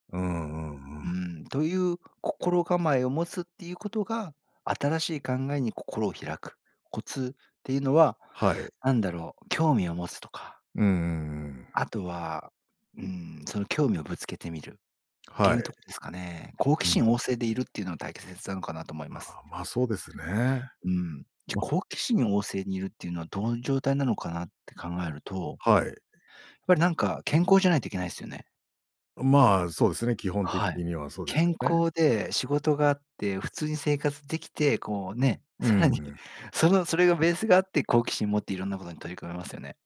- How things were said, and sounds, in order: none
- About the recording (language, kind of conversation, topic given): Japanese, podcast, 新しい考えに心を開くためのコツは何ですか？